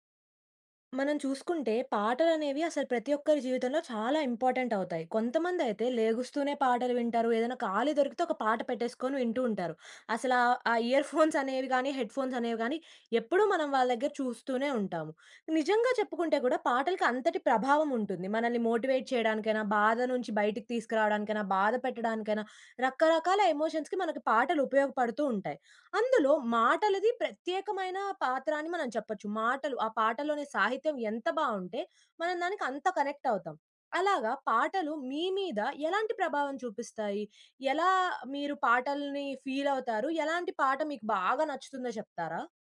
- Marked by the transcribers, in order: in English: "ఇంపార్టెంట్"; in English: "హెడ్‌ఫోన్స్"; in English: "మోటివేట్"; in English: "ఎమోషన్స్‌కి"; in English: "కనెక్ట్"; in English: "ఫీల్"
- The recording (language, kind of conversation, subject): Telugu, podcast, పాటల మాటలు మీకు ఎంతగా ప్రభావం చూపిస్తాయి?